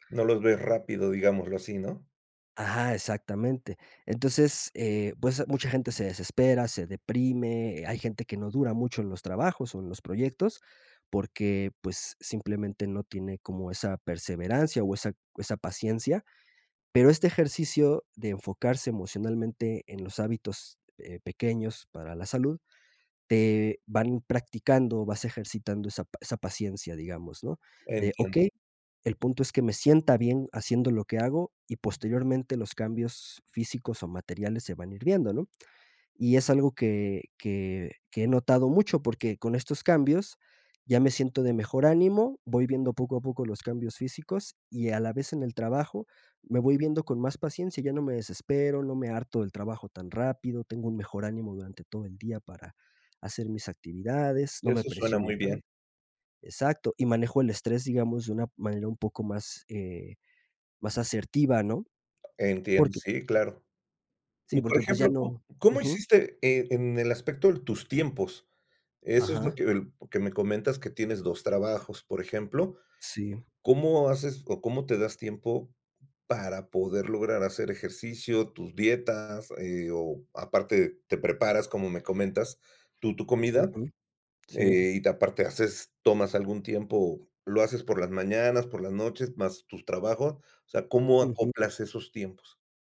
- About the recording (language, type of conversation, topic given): Spanish, podcast, ¿Qué pequeños cambios han marcado una gran diferencia en tu salud?
- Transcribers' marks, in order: none